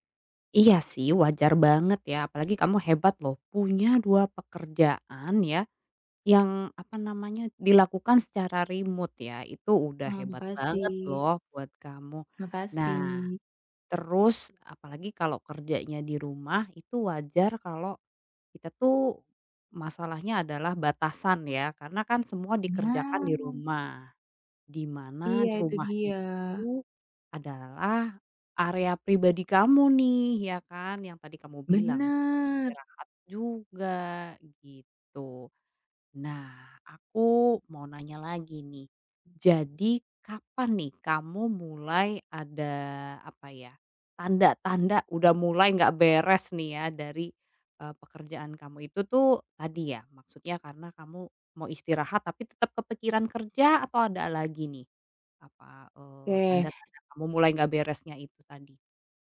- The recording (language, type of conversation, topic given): Indonesian, advice, Bagaimana cara menyeimbangkan tuntutan startup dengan kehidupan pribadi dan keluarga?
- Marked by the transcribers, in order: tapping; other background noise